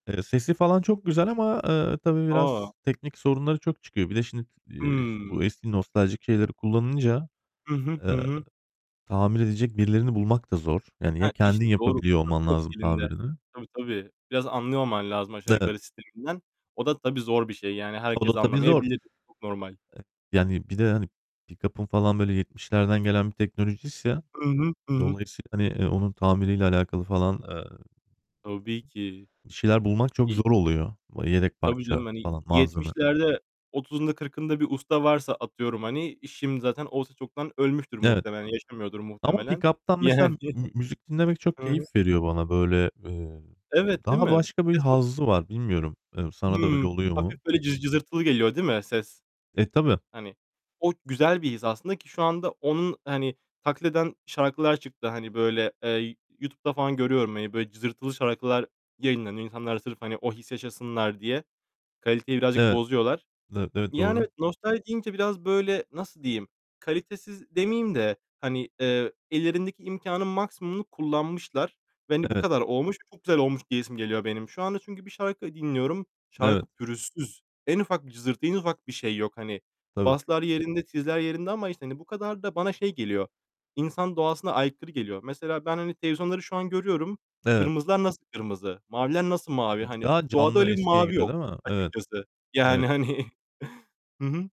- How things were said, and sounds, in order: tapping; distorted speech; other background noise; laughing while speaking: "yani"; laughing while speaking: "hani"
- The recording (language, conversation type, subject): Turkish, unstructured, Nostalji bazen seni neden hüzünlendirir?